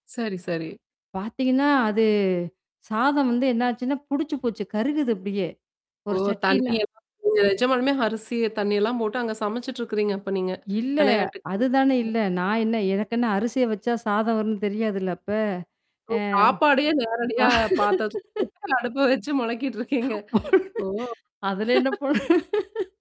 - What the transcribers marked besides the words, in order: static; other background noise; distorted speech; unintelligible speech; mechanical hum; laugh; laughing while speaking: "அடுப்புல வச்சு மொளக்கிட்டு இருக்கீங்க. ஓ!"; laugh; laugh
- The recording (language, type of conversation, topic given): Tamil, podcast, சிறுவயதில் வெளியில் விளையாடிய அனுபவம் என்ன கற்றுக்கொடுத்தது?